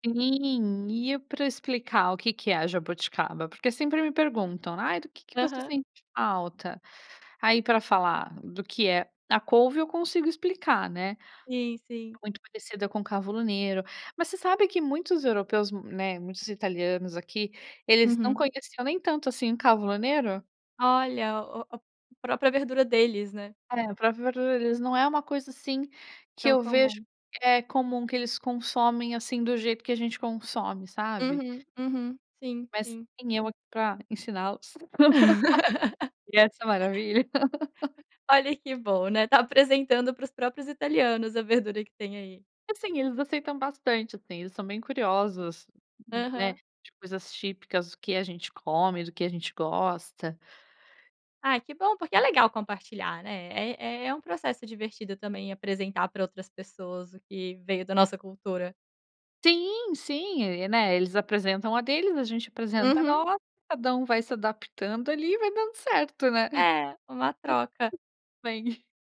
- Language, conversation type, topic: Portuguese, podcast, Que comidas da infância ainda fazem parte da sua vida?
- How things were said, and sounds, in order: in Italian: "cavolo nero"; in Italian: "cavolo nero?"; laugh; tapping; laugh